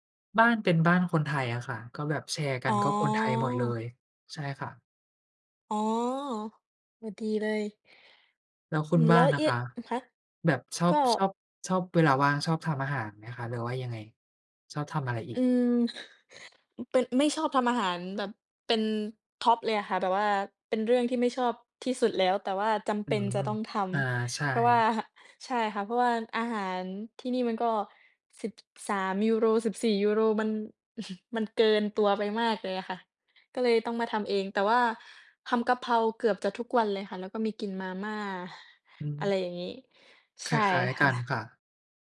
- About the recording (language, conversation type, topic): Thai, unstructured, คุณชอบทำอะไรมากที่สุดในเวลาว่าง?
- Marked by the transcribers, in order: other background noise; chuckle